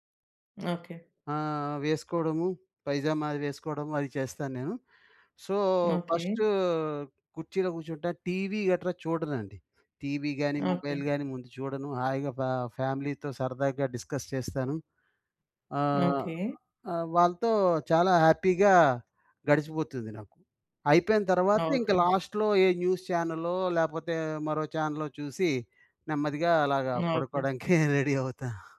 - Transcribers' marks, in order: in English: "సో, ఫస్ట్"; in English: "మొబైల్"; in English: "ఫ్యామిలీతో"; in English: "డిస్కస్"; other background noise; in English: "హ్యాపీగా"; in English: "లాస్ట్‌లో"; in English: "న్యూస్ ఛానలో"; in English: "ఛానెలో"; tapping; in English: "రెడీ"; chuckle
- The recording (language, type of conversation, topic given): Telugu, podcast, రోజూ ఏ అలవాట్లు మానసిక ధైర్యాన్ని పెంచడంలో సహాయపడతాయి?